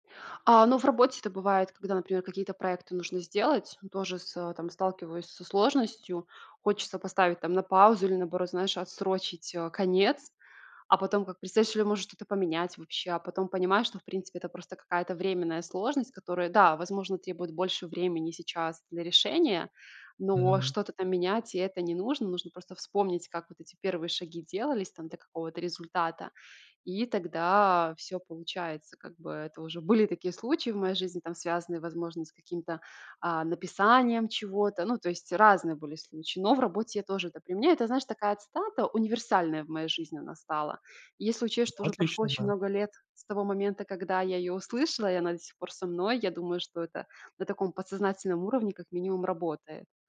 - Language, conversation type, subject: Russian, podcast, Какой совет когда‑то изменил твою жизнь к лучшему?
- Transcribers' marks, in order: none